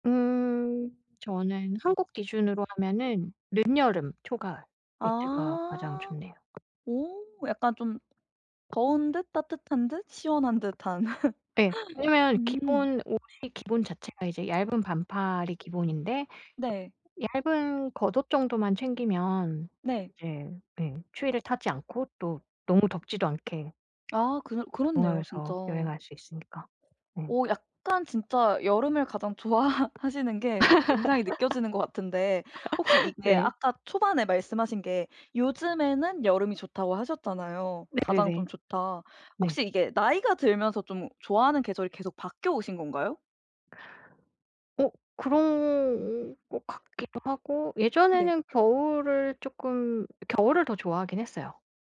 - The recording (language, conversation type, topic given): Korean, podcast, 가장 좋아하는 계절은 언제이고, 그 이유는 무엇인가요?
- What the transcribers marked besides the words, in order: other background noise; tapping; laugh; laughing while speaking: "좋아하시는"; laugh